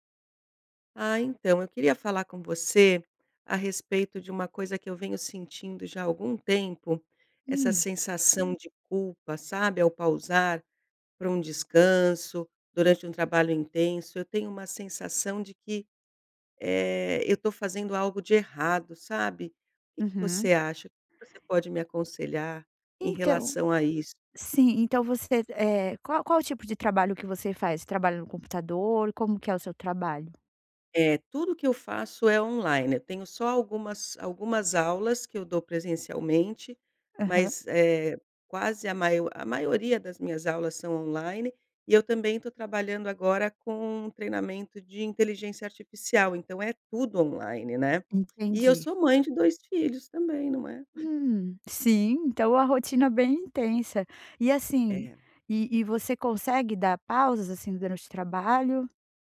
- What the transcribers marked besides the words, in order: tapping
- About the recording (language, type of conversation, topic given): Portuguese, advice, Como descrever a sensação de culpa ao fazer uma pausa para descansar durante um trabalho intenso?